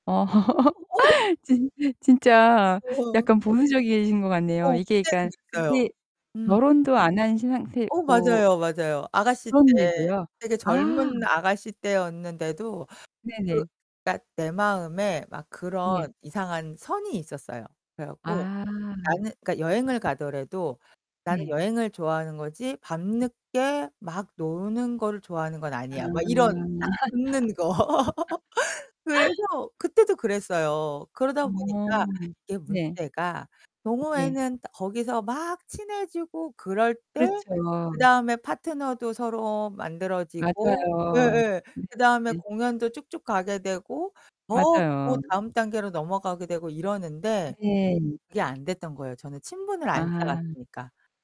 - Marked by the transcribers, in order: laughing while speaking: "어"; laugh; distorted speech; other background noise; laugh
- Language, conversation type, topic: Korean, podcast, 학습할 때 호기심을 어떻게 유지하시나요?